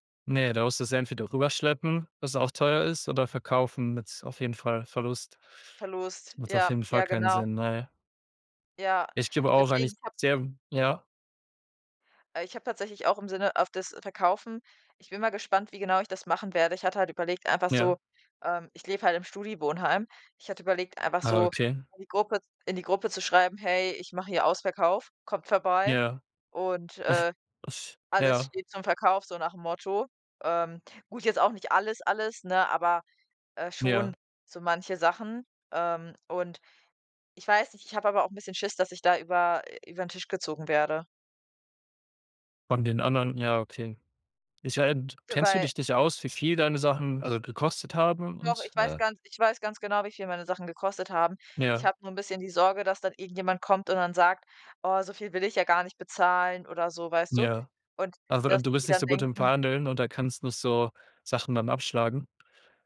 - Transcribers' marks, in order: chuckle; unintelligible speech
- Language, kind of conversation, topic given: German, unstructured, Wie gehst du im Alltag mit Geldsorgen um?